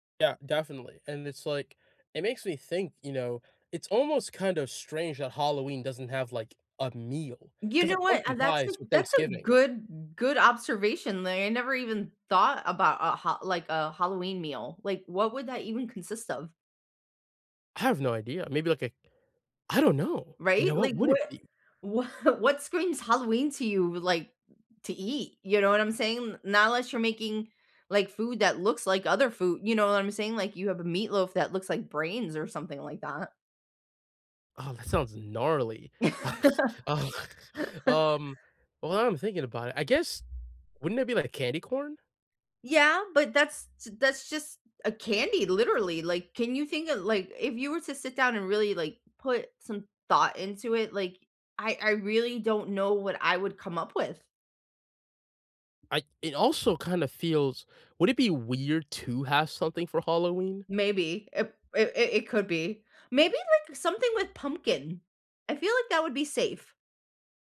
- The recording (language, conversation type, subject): English, unstructured, What is your favorite meal to enjoy on special occasions?
- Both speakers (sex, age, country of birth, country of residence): female, 40-44, United States, United States; male, 20-24, United States, United States
- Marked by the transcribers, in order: laughing while speaking: "wha"; chuckle; other background noise; tapping